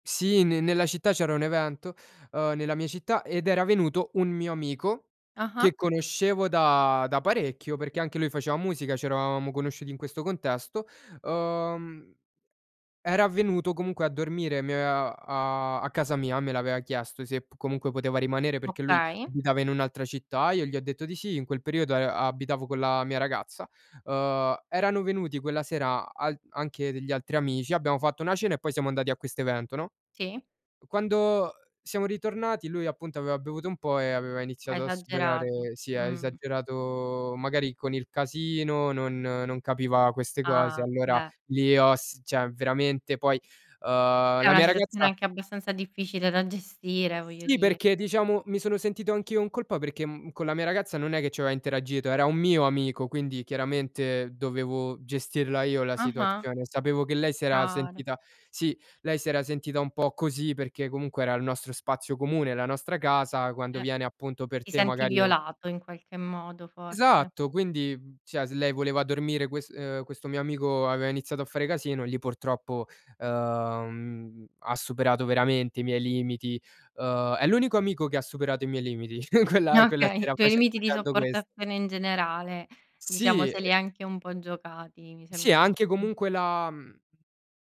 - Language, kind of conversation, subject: Italian, podcast, Come riconosci che qualcuno ha oltrepassato i tuoi confini?
- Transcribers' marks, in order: "aveva" said as "avea"; other background noise; "cioè" said as "ceh"; "cioè" said as "ceh"; chuckle; laughing while speaking: "quella quella sera"; laughing while speaking: "Okay"